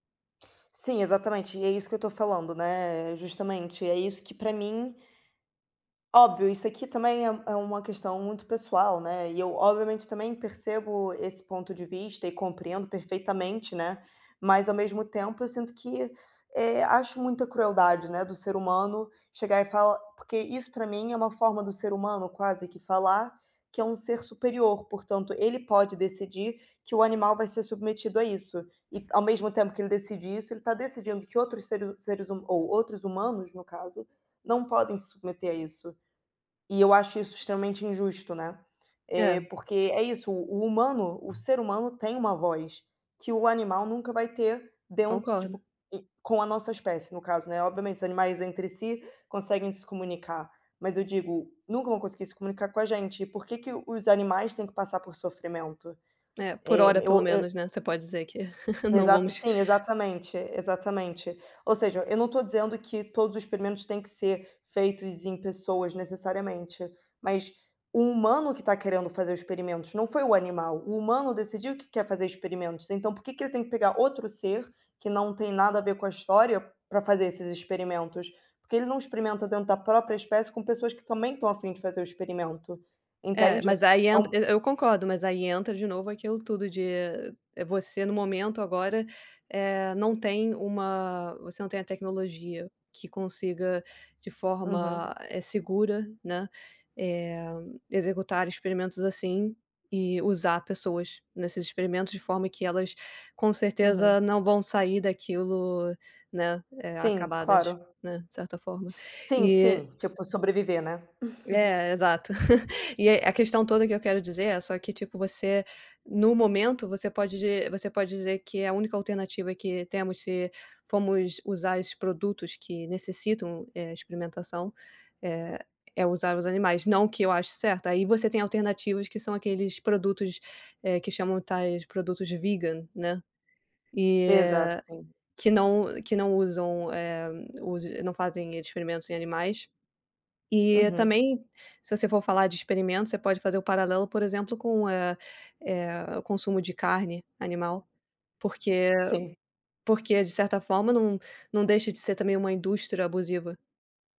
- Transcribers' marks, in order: tapping; chuckle; chuckle; in English: "vegan"
- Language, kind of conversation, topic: Portuguese, unstructured, Qual é a sua opinião sobre o uso de animais em experimentos?